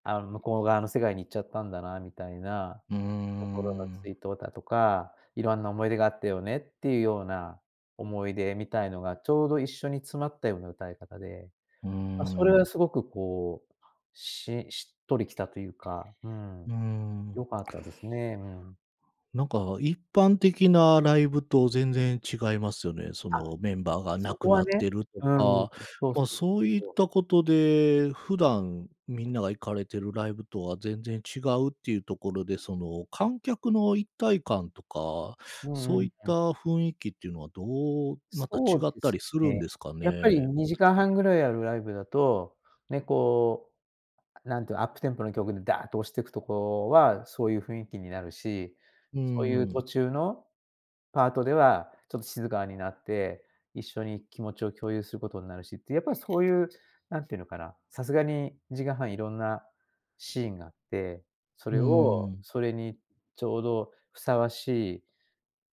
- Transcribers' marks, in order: other background noise
- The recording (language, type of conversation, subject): Japanese, podcast, ライブで心を動かされた経験はありますか？